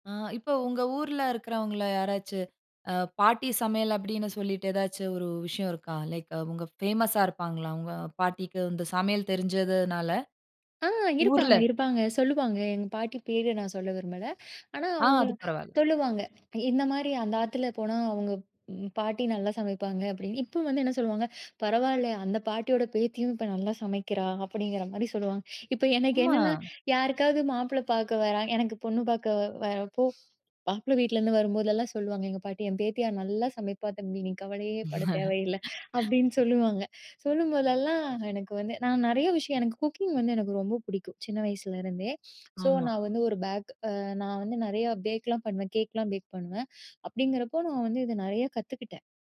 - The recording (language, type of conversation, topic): Tamil, podcast, உங்கள் வீட்டில் தலைமுறையாகப் பின்பற்றப்படும் ஒரு பாரம்பரிய சமையல் செய்முறை என்ன?
- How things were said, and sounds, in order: anticipating: "ஆ இப்ப உங்க ஊர்ல இருக்கிறவங்கள்ல … சமையல் தெரிஞ்சதுனால, ஊர்ல?"; trusting: "ஆ இருப்பாங்க இருப்பாங்க சொல்லுவாங்க"; other background noise; laugh